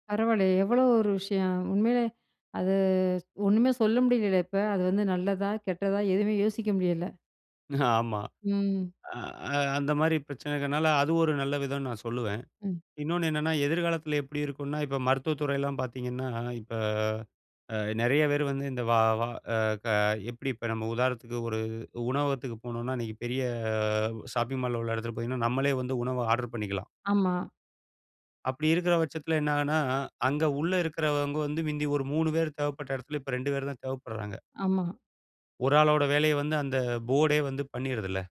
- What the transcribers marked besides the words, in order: drawn out: "அது"; laughing while speaking: "ஆமா"; drawn out: "அ"; drawn out: "பெரிய"; "பட்சத்தில" said as "வட்சத்தில"
- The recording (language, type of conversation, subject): Tamil, podcast, எதிர்காலத்தில் செயற்கை நுண்ணறிவு நம் வாழ்க்கையை எப்படிப் மாற்றும்?